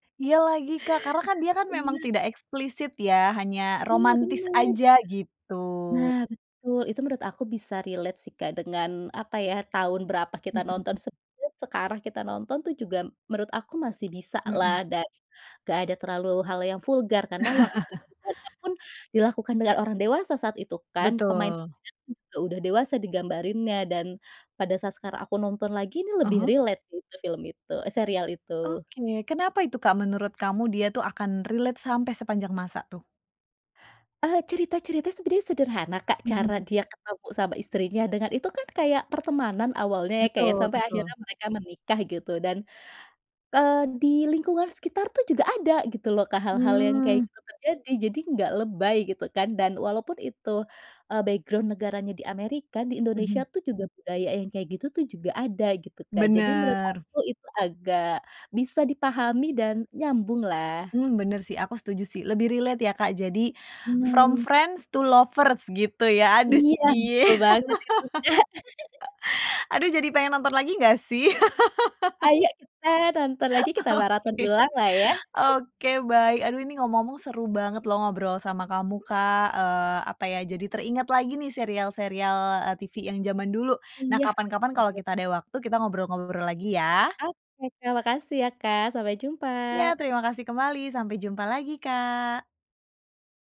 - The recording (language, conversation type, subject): Indonesian, podcast, Bagaimana pengalaman kamu menemukan kembali serial televisi lama di layanan streaming?
- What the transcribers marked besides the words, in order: in English: "relate"; chuckle; in English: "relate"; in English: "relate"; in English: "background"; in English: "relate"; laugh; laugh; chuckle; laughing while speaking: "Oke"; chuckle